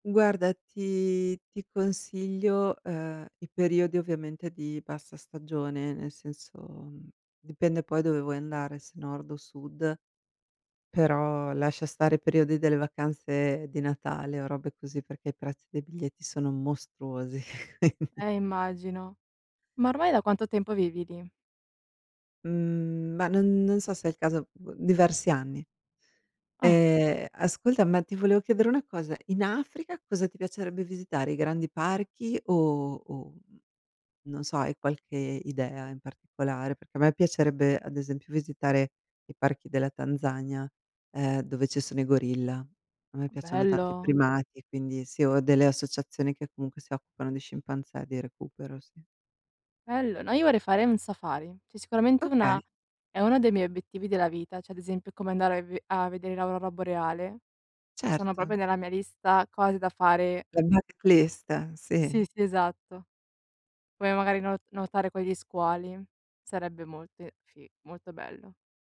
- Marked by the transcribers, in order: chuckle; drawn out: "Mhmm"; drawn out: "Ehm"; tapping; "cioè" said as "ceh"; "cioè" said as "ceh"; "boreale" said as "raboreale"; other background noise; in English: "bucket"
- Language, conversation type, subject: Italian, unstructured, Cosa ti piace fare quando esplori un posto nuovo?